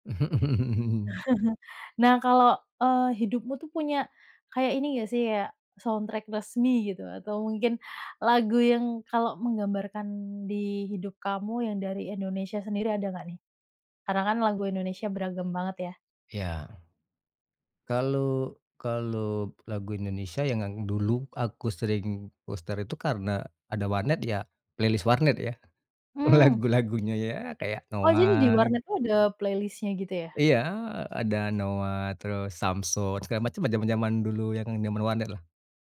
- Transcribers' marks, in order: laugh; chuckle; in English: "soundtrack"; tapping; "puter" said as "puster"; in English: "playlist"; laughing while speaking: "lagu-lagunya"; other background noise; in English: "playlist-nya"
- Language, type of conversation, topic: Indonesian, podcast, Bagaimana perjalanan selera musikmu dari dulu sampai sekarang?